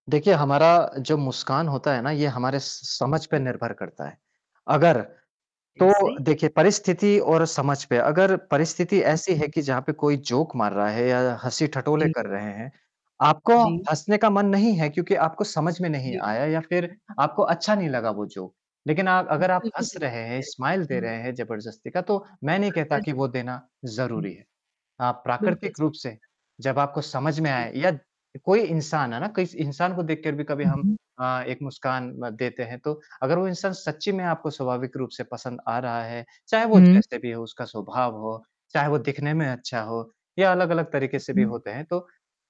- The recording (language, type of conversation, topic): Hindi, podcast, किस तरह की मुस्कान आपको सबसे सच्ची लगती है?
- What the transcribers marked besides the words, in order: static; other noise; in English: "जोक"; in English: "जोक"; other background noise; distorted speech; in English: "स्माइल"